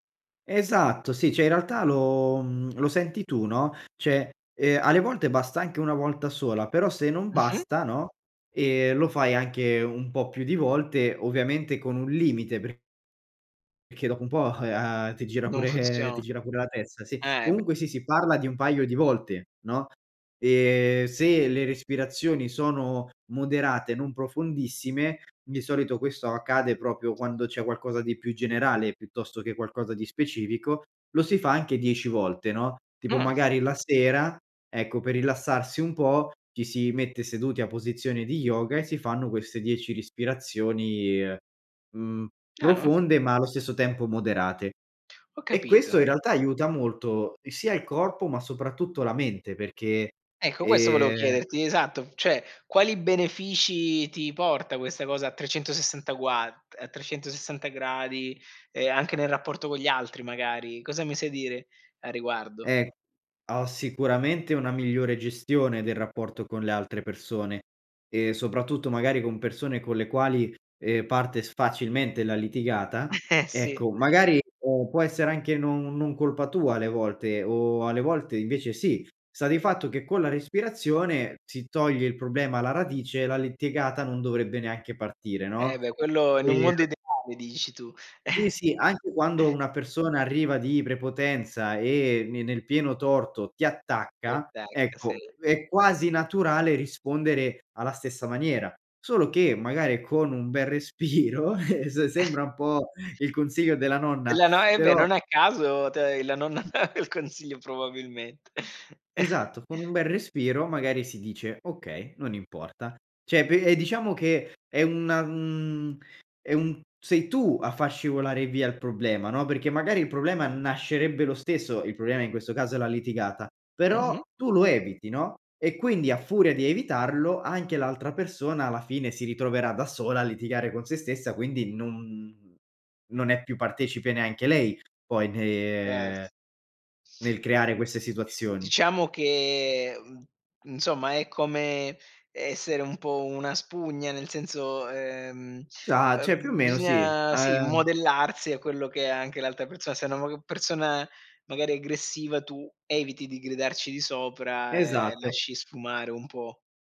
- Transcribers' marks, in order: "Cioè" said as "ceh"; "cioè" said as "ceh"; "perché" said as "peché"; other background noise; "proprio" said as "propio"; tapping; "respirazioni" said as "rispirazioni"; "cioè" said as "ceh"; chuckle; chuckle; laughing while speaking: "respiro se"; chuckle; other noise; laugh; chuckle; "Cioè" said as "ceh"; "bisogna" said as "bisgna"; "cioè" said as "ceh"; unintelligible speech
- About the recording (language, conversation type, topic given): Italian, podcast, Come usi la respirazione per calmarti?